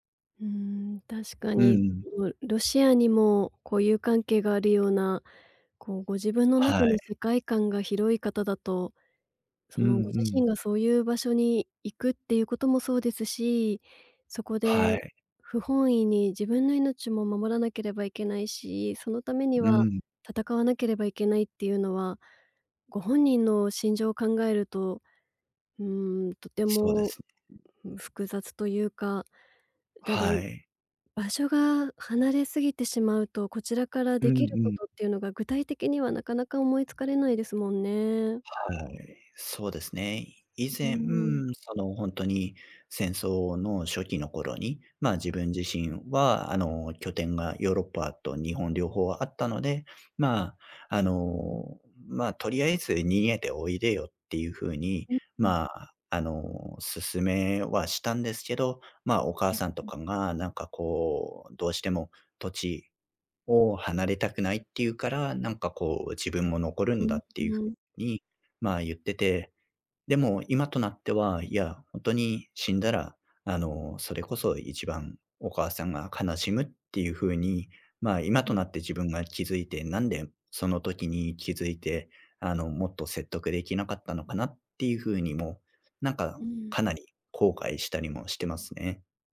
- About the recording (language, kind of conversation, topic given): Japanese, advice, 別れた直後のショックや感情をどう整理すればよいですか？
- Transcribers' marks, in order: other background noise; other noise